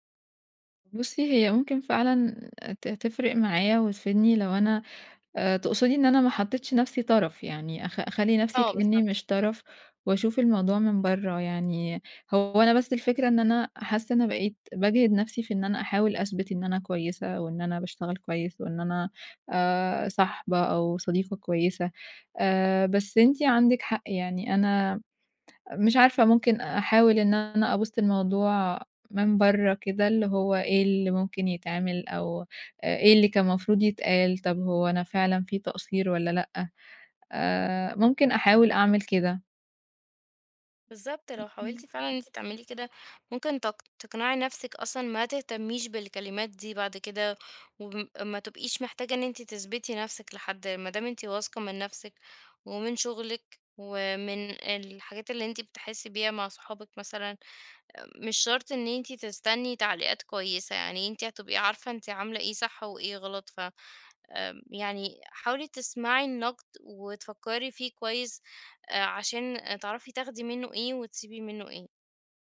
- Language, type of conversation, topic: Arabic, advice, إزاي الانتقاد المتكرر بيأثر على ثقتي بنفسي؟
- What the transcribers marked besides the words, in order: other background noise